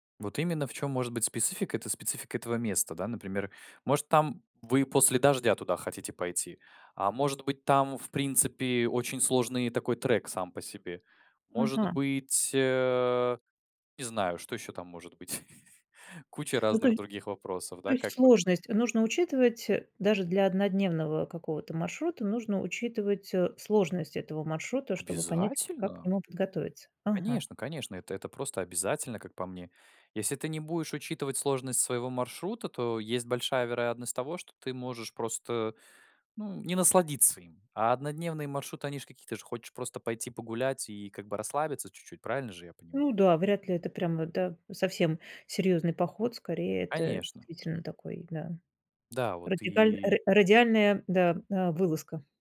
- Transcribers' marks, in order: chuckle; tapping
- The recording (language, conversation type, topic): Russian, podcast, Как подготовиться к однодневному походу, чтобы всё прошло гладко?